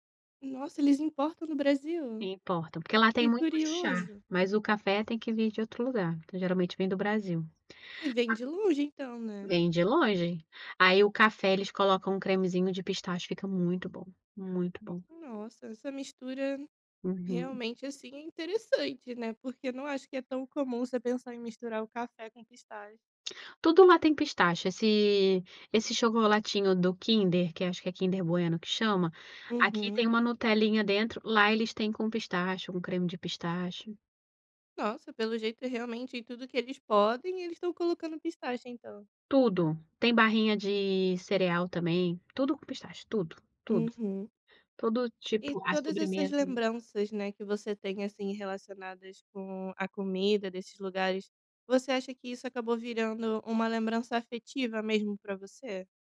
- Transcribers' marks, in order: none
- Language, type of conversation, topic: Portuguese, podcast, Qual foi a melhor comida que você experimentou viajando?